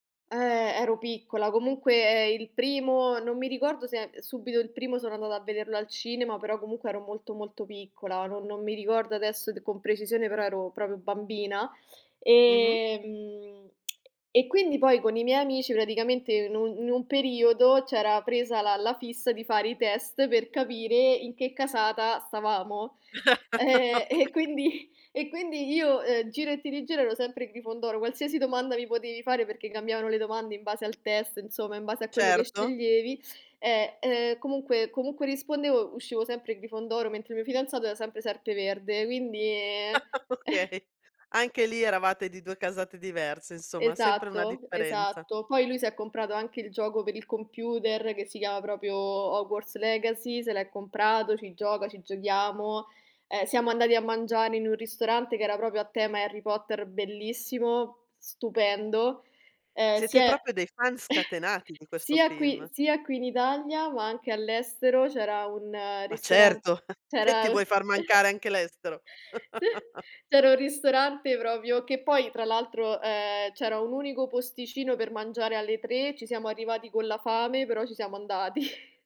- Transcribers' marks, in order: other noise; laughing while speaking: "ehm, e quindi e"; chuckle; laughing while speaking: "Okay"; chuckle; laughing while speaking: "Okay"; chuckle; "proprio" said as "propio"; chuckle; scoff; chuckle; laughing while speaking: "Sì"; chuckle; "proprio" said as "propio"; chuckle
- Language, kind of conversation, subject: Italian, podcast, Quale film ti riporta indietro come per magia?